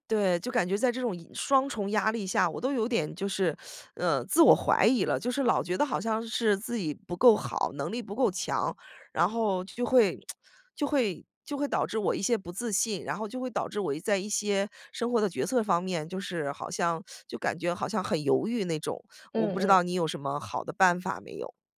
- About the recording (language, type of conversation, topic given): Chinese, advice, 压力下的自我怀疑
- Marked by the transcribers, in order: teeth sucking; tsk; teeth sucking